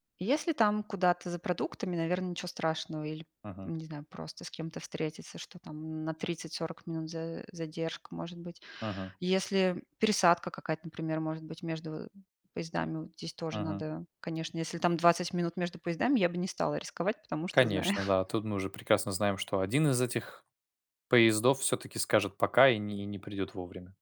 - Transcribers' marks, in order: chuckle
- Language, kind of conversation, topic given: Russian, unstructured, Какие технологии помогают вам в организации времени?